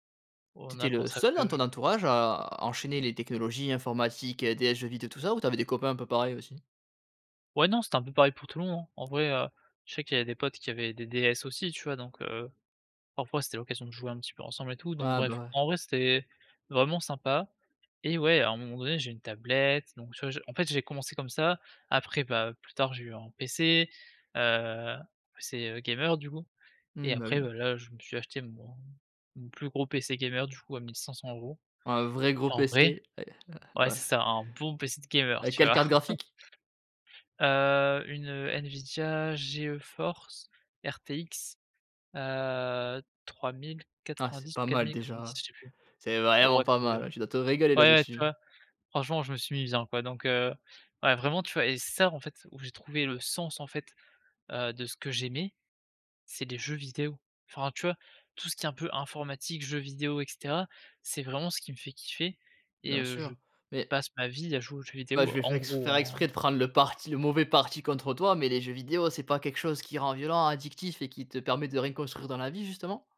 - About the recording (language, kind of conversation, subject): French, podcast, Comment as-tu découvert ce qui donne du sens à ta vie ?
- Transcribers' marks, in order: chuckle; other background noise; unintelligible speech; stressed: "vraiment"